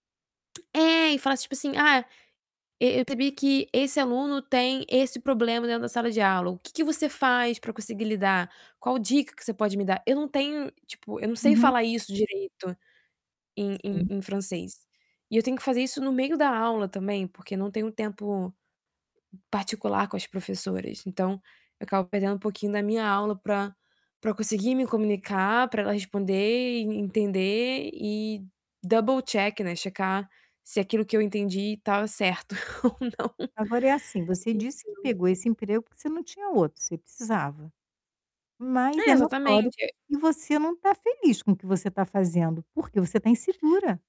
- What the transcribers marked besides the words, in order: tapping; distorted speech; other background noise; in English: "double check"; laughing while speaking: "ou não"
- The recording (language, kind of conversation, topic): Portuguese, advice, Como posso me sentir valioso mesmo quando não atinjo minhas metas?